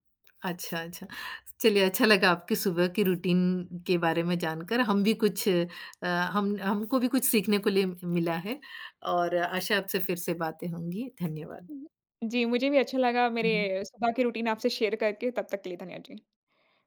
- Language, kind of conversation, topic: Hindi, podcast, सुबह की दिनचर्या में आप सबसे ज़रूरी क्या मानते हैं?
- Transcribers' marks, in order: in English: "रूटीन"; tapping; in English: "रूटीन"; in English: "शेयर"